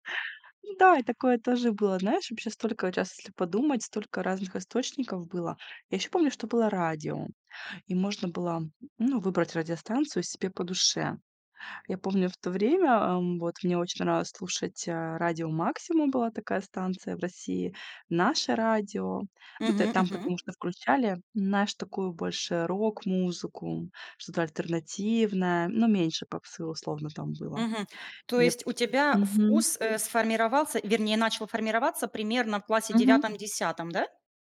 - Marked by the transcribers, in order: none
- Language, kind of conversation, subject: Russian, podcast, Как ты обычно находишь для себя новую музыку?